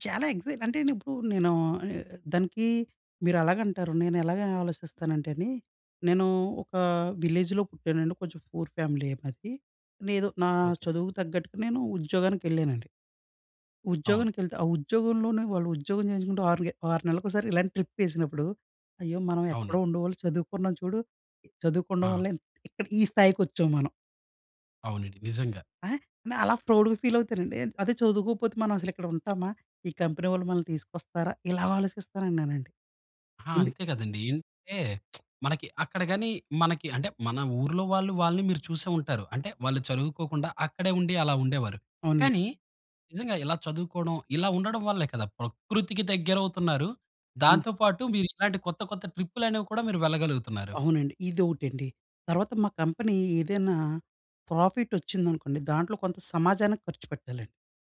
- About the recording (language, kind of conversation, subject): Telugu, podcast, ప్రకృతిలో మీరు అనుభవించిన అద్భుతమైన క్షణం ఏమిటి?
- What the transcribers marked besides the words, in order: in English: "ఎక్సైట్"; in English: "విలేజ్‍లో"; in English: "పూర్ ఫ్యామిలీయే"; in English: "ట్రిప్"; in English: "ప్రౌడ్‍గా ఫీల్"; lip smack; in English: "ప్రాఫిట్"